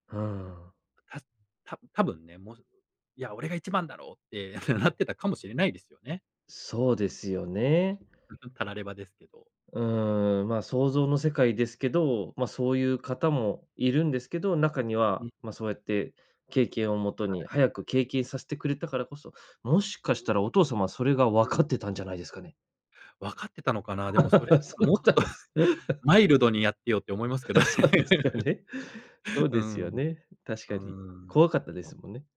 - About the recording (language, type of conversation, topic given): Japanese, podcast, 相手の空気を読みすぎてしまった経験はありますか？そのときどう対応しましたか？
- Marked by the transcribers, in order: tapping; laughing while speaking: "なってたかも"; chuckle; laugh; laughing while speaking: "そういうことはないんです。 そうですよね"; laugh; laughing while speaking: "けどね"; laugh